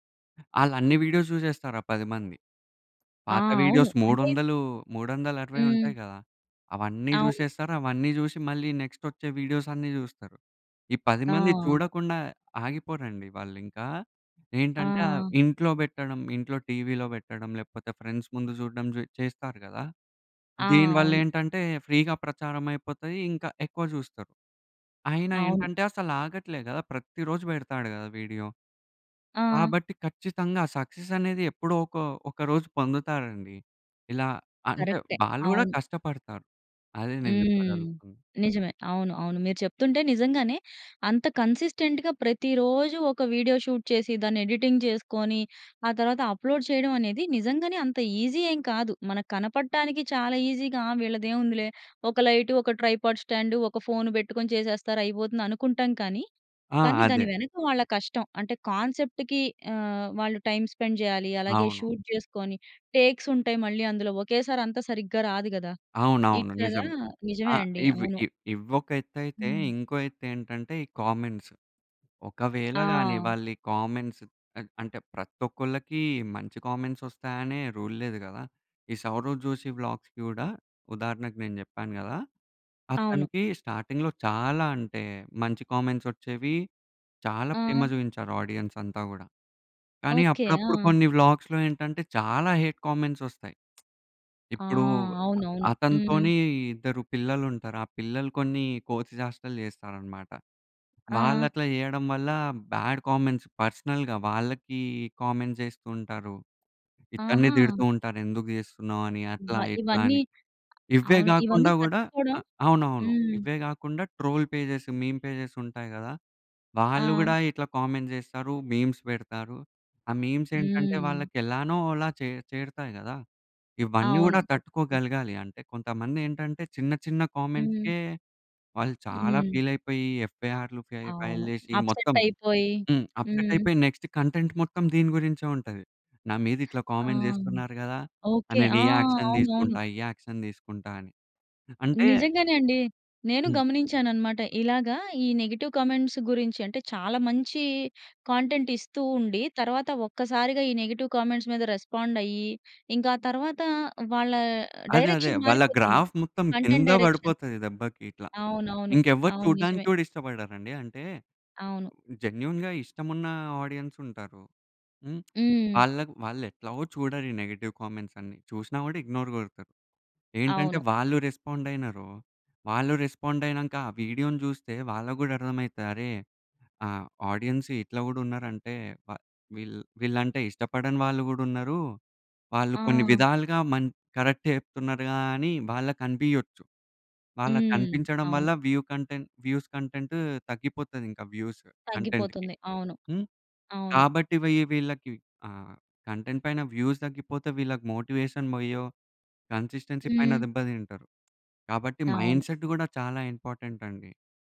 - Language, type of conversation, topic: Telugu, podcast, ఇన్ఫ్లుయెన్సర్లు ప్రేక్షకుల జీవితాలను ఎలా ప్రభావితం చేస్తారు?
- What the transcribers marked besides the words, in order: in English: "వీడియోస్"; in English: "వీడియోస్"; in English: "నెక్స్ట్"; in English: "వీడియోస్"; in English: "ఫ్రెండ్స్"; in English: "ఫ్రీగా"; in English: "సక్సెస్"; in English: "కన్సిస్టెంట్‌గా"; in English: "వీడియో షూట్"; in English: "ఎడిటింగ్"; in English: "అప్‌లోడ్"; in English: "ఈజీ"; in English: "ఈజీగా"; in English: "లైట్"; in English: "ట్రైపాడ్ స్టాండ్"; in English: "కాన్సెప్ట్‌కి"; in English: "టైమ్ స్పెండ్"; in English: "షూట్"; in English: "టేక్స్"; in English: "కామెంట్స్"; in English: "కామెంట్స్"; tapping; in English: "కామెంట్స్"; in English: "రూల్"; in English: "వ్లాగ్స్‌కి"; in English: "స్టార్టింగ్‌లో"; in English: "కామెంట్స్"; in English: "ఆడియన్స్"; in English: "వ్లాగ్స్"; in English: "హేట్ కామెంట్స్"; lip smack; in English: "బాడ్ కామెంట్స్ పర్సనల్‌గా"; in English: "కామెంట్స్"; in English: "ట్రోల్ పేజెస్, మీమ్ పేజెస్"; in English: "కామెంట్స్"; in English: "మీమ్స్"; in English: "మీమ్స్"; other noise; in English: "కామెంట్స్‌కే"; in English: "ఫీల్"; in English: "ఎఫ్‌ఐఆర్ ఫైల్"; in English: "అప్‌సెట్"; in English: "అప్‌సెట్"; in English: "నెక్స్ట్ కంటెంట్"; in English: "కామెంట్"; other background noise; in English: "యాక్షన్"; in English: "యాక్షన్"; in English: "నెగెటివ్ కామెంట్స్"; in English: "కంటెంట్"; in English: "నెగెటివ్ కామెంట్స్"; in English: "రెస్పాండ్"; in English: "డైరెక్షన్"; in English: "గ్రాఫ్"; in English: "కంటెంట్ డైరెక్షన్"; in English: "జెన్యూన్‌గా"; in English: "ఆడియన్స్"; in English: "నెగెటివ్ కామెంట్స్"; in English: "ఇగ్నోర్"; in English: "రెస్పాండ్"; in English: "రెస్పాండ్"; in English: "ఆడియన్స్"; in English: "వ్యూ కంటెంట్ వ్యూస్ కంటెంట్"; in English: "వ్యూస్ కంటెంట్‌కి"; in English: "కంటెంట్"; in English: "వ్యూస్"; in English: "మోటివేషన్"; in English: "కన్‌సిస్టెన్సీ"; in English: "మైండ్‌సెట్"; in English: "ఇంపార్టెంట్"